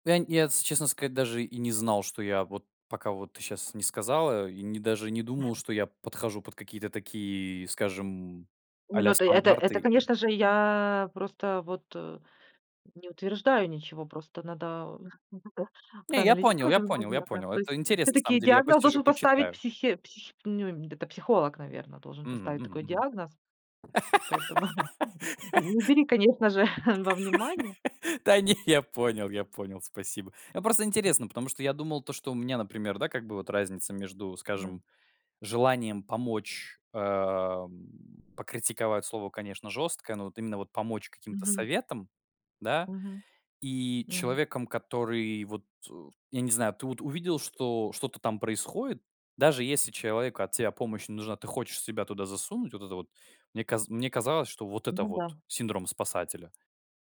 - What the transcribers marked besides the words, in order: chuckle; tapping; laugh; chuckle; other background noise; chuckle
- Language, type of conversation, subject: Russian, podcast, Как вы даёте конструктивную критику так, чтобы не обидеть человека?